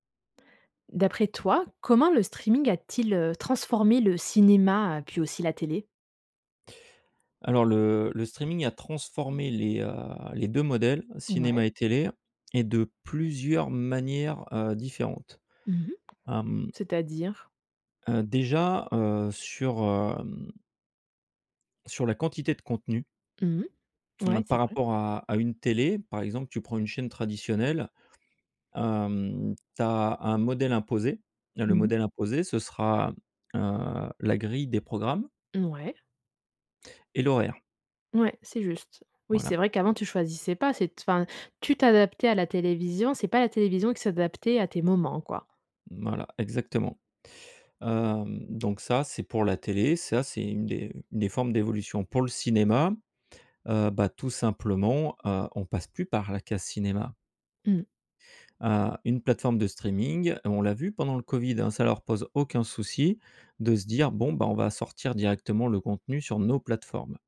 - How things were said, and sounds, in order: tapping; other background noise; stressed: "nos"
- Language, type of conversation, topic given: French, podcast, Comment le streaming a-t-il transformé le cinéma et la télévision ?